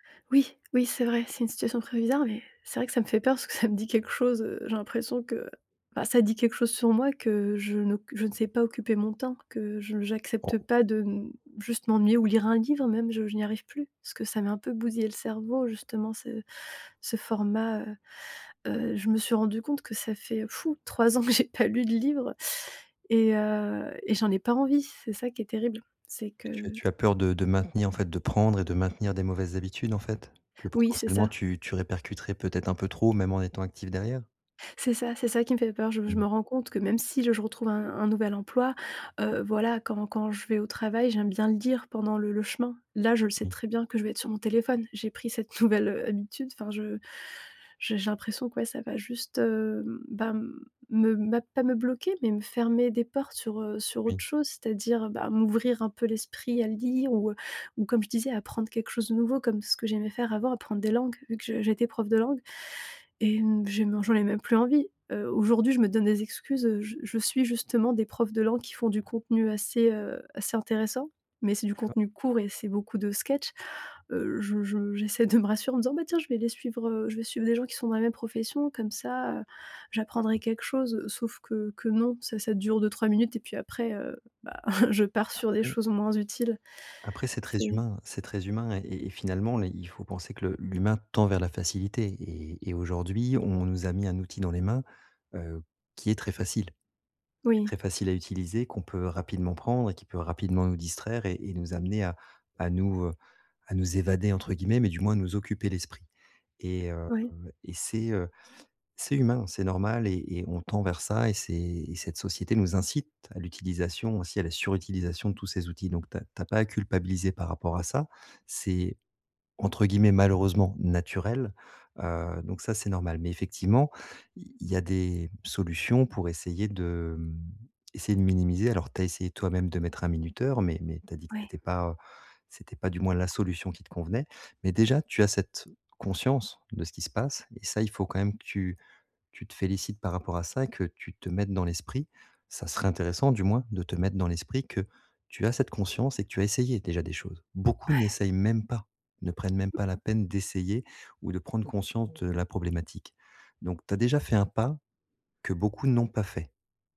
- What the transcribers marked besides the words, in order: laughing while speaking: "parce que ça me dit quelque chose"; unintelligible speech; tapping; laughing while speaking: "que j'ai pas lu de livre"; laughing while speaking: "nouvelle, heu"; other background noise; chuckle; stressed: "tend"; stressed: "conscience"
- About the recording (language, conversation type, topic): French, advice, Comment puis-je sortir de l’ennui et réduire le temps que je passe sur mon téléphone ?